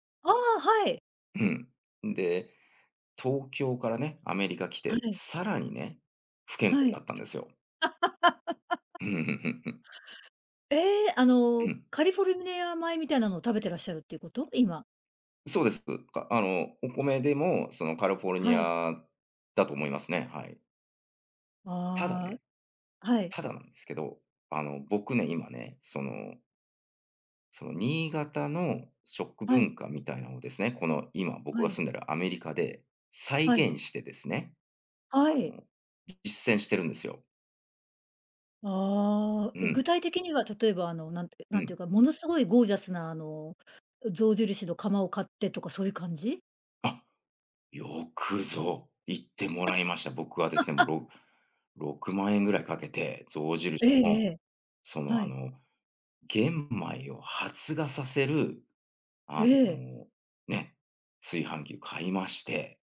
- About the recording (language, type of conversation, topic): Japanese, podcast, 食文化に関して、特に印象に残っている体験は何ですか?
- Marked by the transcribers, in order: other noise; laugh; "カリフォルニア米" said as "カリフォルネアまい"; other background noise; laugh